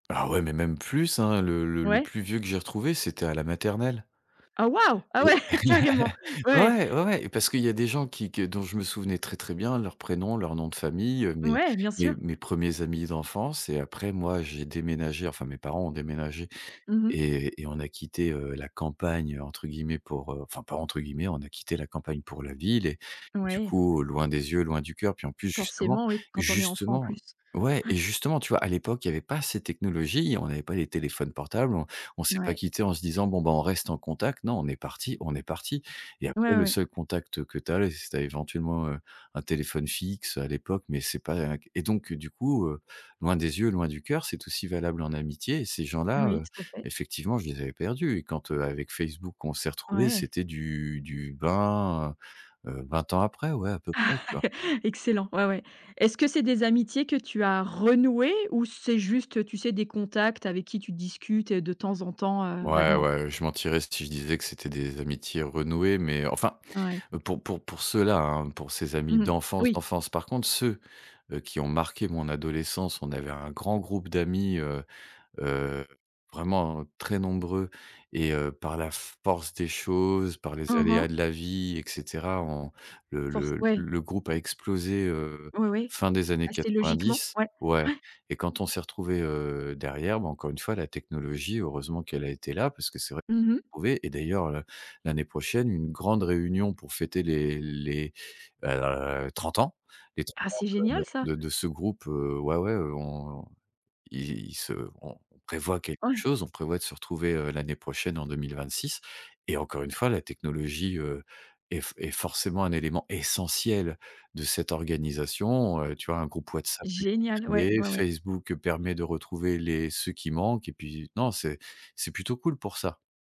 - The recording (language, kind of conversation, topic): French, podcast, Comment la technologie change-t-elle tes relations, selon toi ?
- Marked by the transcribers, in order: laughing while speaking: "ouais"; laugh; stressed: "justement"; tapping; chuckle; stressed: "renouées"; stressed: "essentiel"